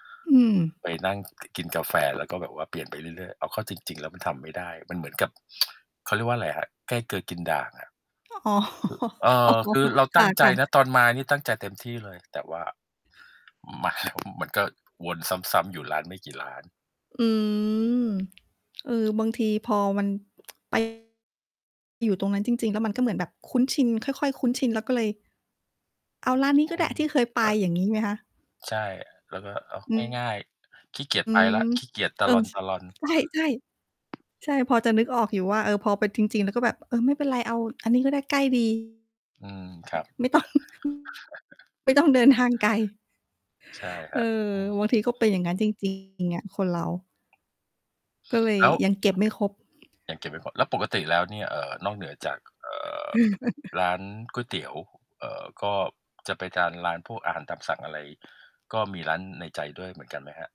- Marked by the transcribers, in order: static; distorted speech; tsk; laughing while speaking: "อ๋อ อ๋อ"; other noise; mechanical hum; other background noise; tapping; laughing while speaking: "ไม่ต้อง"; chuckle; chuckle
- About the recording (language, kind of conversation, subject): Thai, unstructured, ร้านอาหารที่คุณไปกินเป็นประจำคือร้านอะไร?